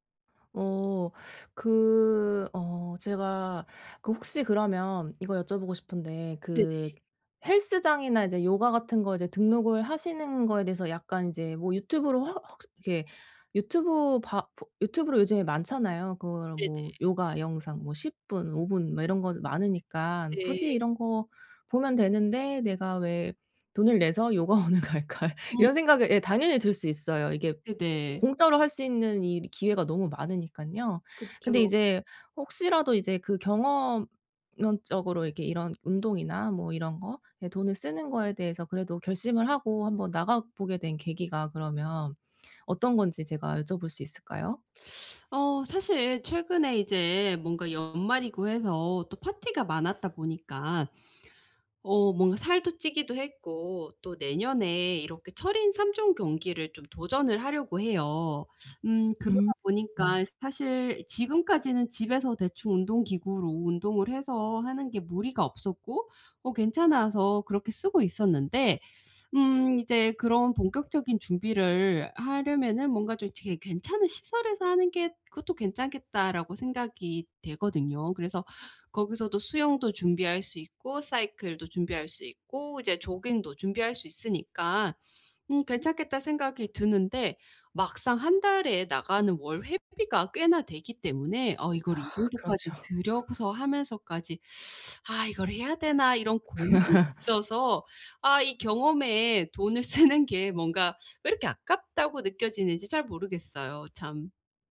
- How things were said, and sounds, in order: teeth sucking; other background noise; laughing while speaking: "요가원을 갈까?"; teeth sucking; teeth sucking; tapping; teeth sucking; laugh; laughing while speaking: "쓰는"
- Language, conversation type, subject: Korean, advice, 물건보다 경험을 우선하는 소비습관